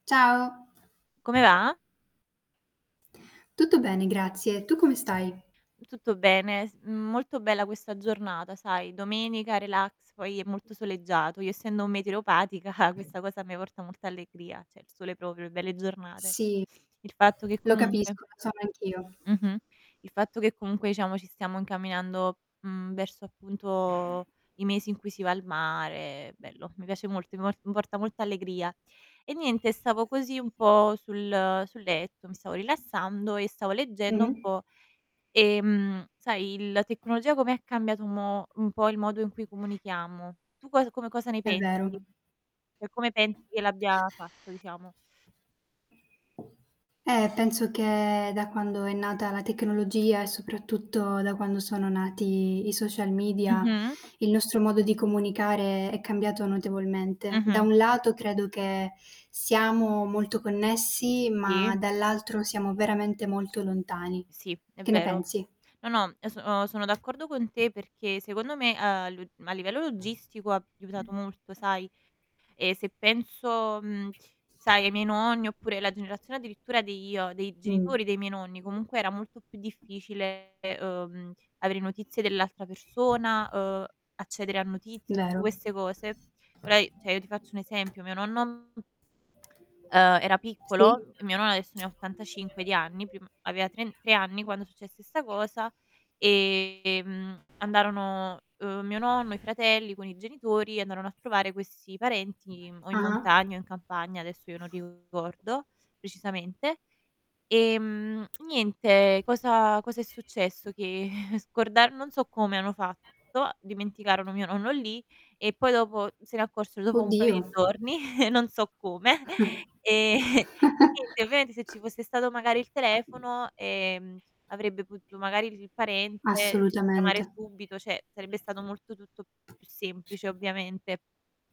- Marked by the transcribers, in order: other background noise; laughing while speaking: "meteoropatica"; tapping; "cioè" said as "ceh"; distorted speech; static; "diciamo" said as "ciamo"; "Cioè" said as "ceh"; background speech; "aiutato" said as "iutato"; "cioè" said as "ceh"; alarm; mechanical hum; laughing while speaking: "Che"; chuckle; laughing while speaking: "Ehm"; chuckle; "cioè" said as "ceh"
- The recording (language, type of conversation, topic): Italian, unstructured, Come pensi che la tecnologia stia cambiando il modo in cui comunichiamo?